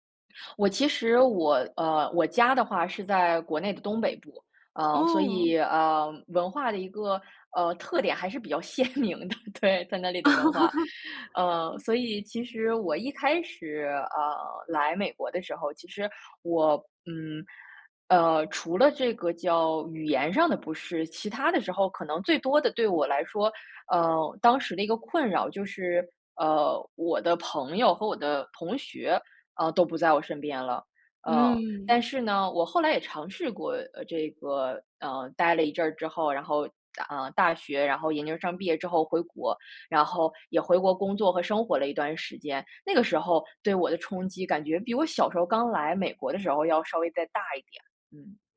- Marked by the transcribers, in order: laughing while speaking: "鲜明的，对，在那里的文化"; laugh; other background noise
- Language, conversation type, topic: Chinese, podcast, 回国后再适应家乡文化对你来说难吗？